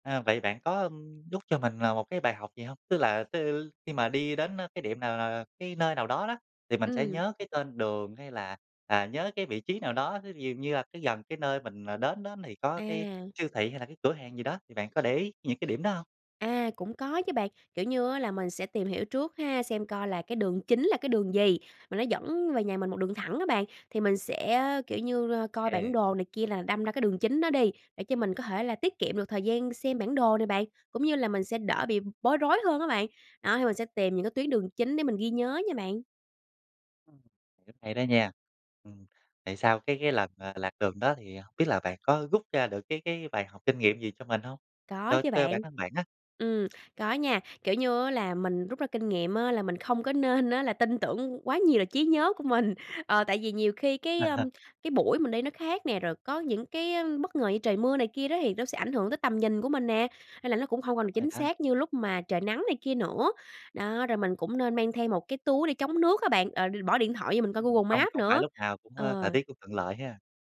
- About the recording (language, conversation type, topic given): Vietnamese, podcast, Bạn có thể kể về một lần bạn bị lạc đường và đã xử lý như thế nào không?
- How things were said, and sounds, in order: tapping; laughing while speaking: "mình"; chuckle